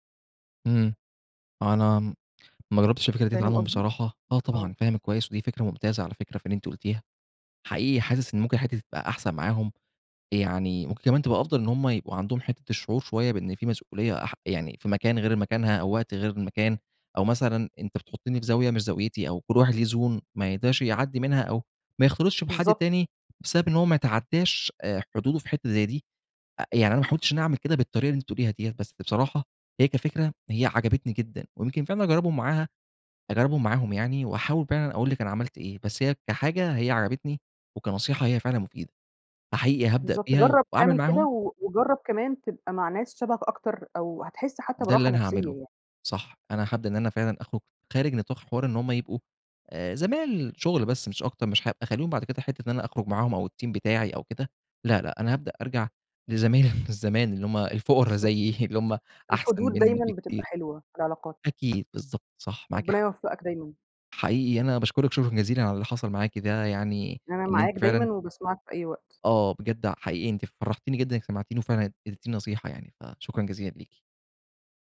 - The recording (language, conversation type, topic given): Arabic, advice, إزاي أتعامل مع ضغط صحابي عليّا إني أصرف عشان أحافظ على شكلي قدام الناس؟
- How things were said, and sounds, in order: in English: "Zone"; in English: "الteam"; laughing while speaking: "لزمايل زمان"; chuckle; tapping